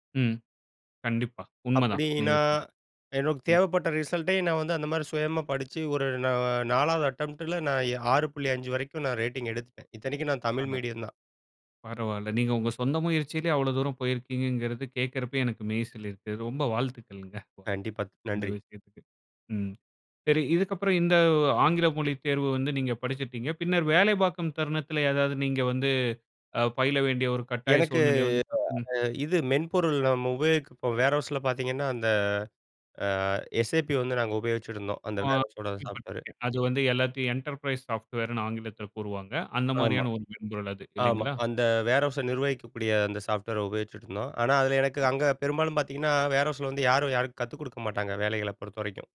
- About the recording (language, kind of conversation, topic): Tamil, podcast, பயிற்சி வகுப்புகளா அல்லது சுயபாடமா—உங்களுக்கு எது அதிக பயன் அளித்தது?
- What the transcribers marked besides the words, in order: in English: "ரிசல்ட்டே"; in English: "அட்டெம்ப்ட்ல"; in English: "ரேட்டிங்"; unintelligible speech; other background noise; unintelligible speech; in English: "வேர்ஹவுஸ்ல"; in English: "எஸ்ஏபி"; in English: "என்டர்பிரைஸ் சாப்ட்வேர்"; other noise